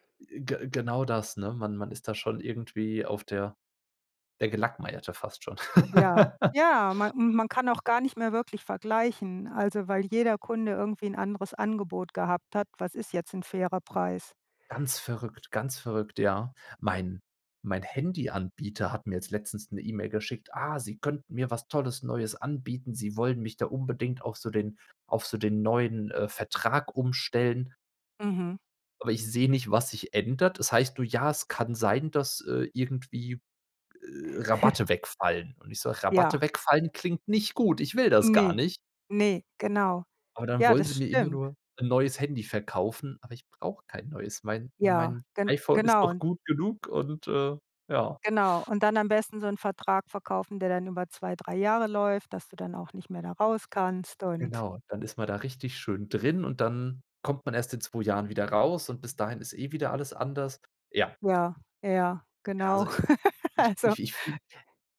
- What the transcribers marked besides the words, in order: laugh; chuckle; laugh; laughing while speaking: "Also"
- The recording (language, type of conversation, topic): German, unstructured, Was denkst du über die steigenden Preise im Alltag?